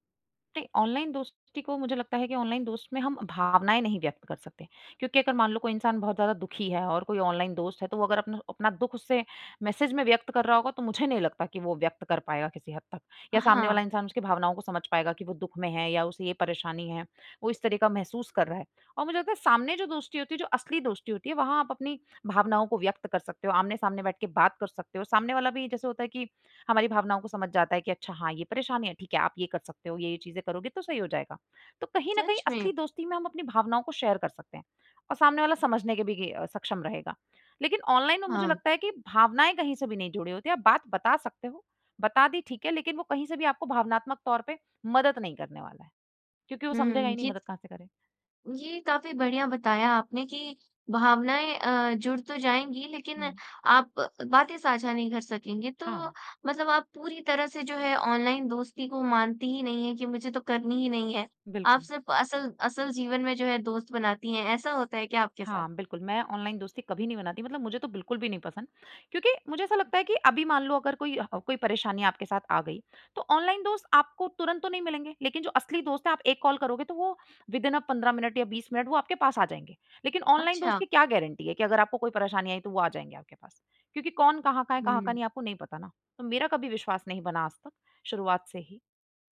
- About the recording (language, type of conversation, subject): Hindi, podcast, ऑनलाइन दोस्तों और असली दोस्तों में क्या फर्क लगता है?
- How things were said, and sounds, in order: in English: "शेयर"; in English: "विदिन"